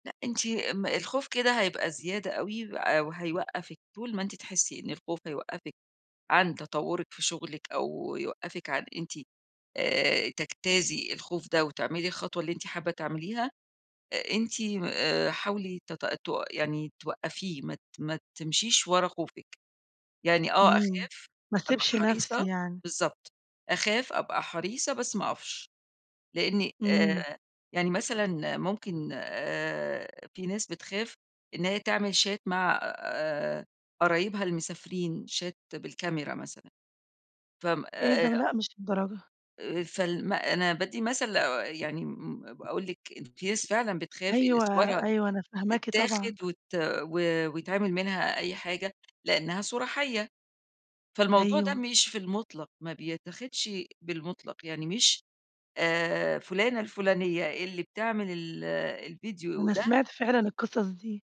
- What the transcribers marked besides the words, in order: tapping; other background noise; in English: "Chat"; in English: "Chat"
- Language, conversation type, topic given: Arabic, advice, إزاي بتوازن بين إنك تحافظ على صورتك على السوشيال ميديا وبين إنك تبقى على طبيعتك؟